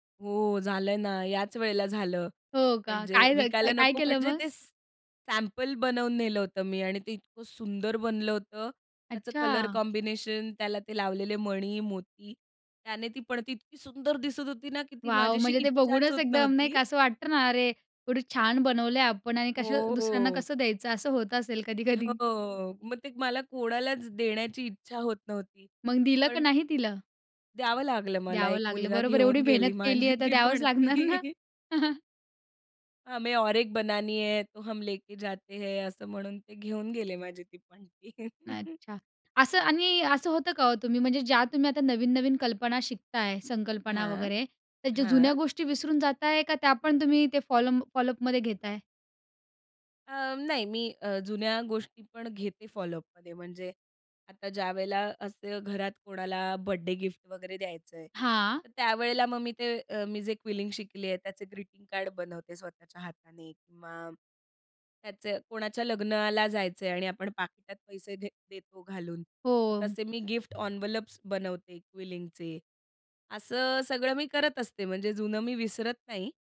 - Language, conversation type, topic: Marathi, podcast, संकल्पनेपासून काम पूर्ण होईपर्यंत तुमचा प्रवास कसा असतो?
- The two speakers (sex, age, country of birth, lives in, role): female, 20-24, India, India, host; female, 30-34, India, India, guest
- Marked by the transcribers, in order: in English: "सॅ सॅम्पल"; in English: "कॉम्बिनेशन"; joyful: "इतकी सुंदर दिसत होती ना"; laughing while speaking: "कधी-कधी"; tapping; laughing while speaking: "माझी ती पणती"; laughing while speaking: "द्यावंच लागणार ना?"; laugh; in Hindi: "हमें और एक बनानी है, तो हम लेके जाते हैं"; laugh; in English: "फॉलो फॉलोअपमध्ये"; in English: "फॉलोअपमध्ये"; in English: "क्विलिंग"; in English: "ग्रीटिंग कार्ड"; in English: "एन्व्हलप्स"; in English: "क्विलिंगचे"